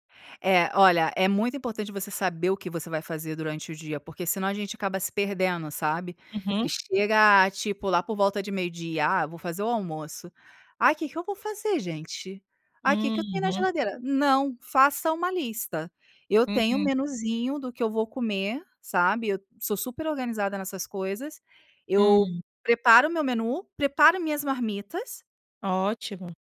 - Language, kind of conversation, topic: Portuguese, podcast, Como você integra o trabalho remoto à rotina doméstica?
- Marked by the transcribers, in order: tapping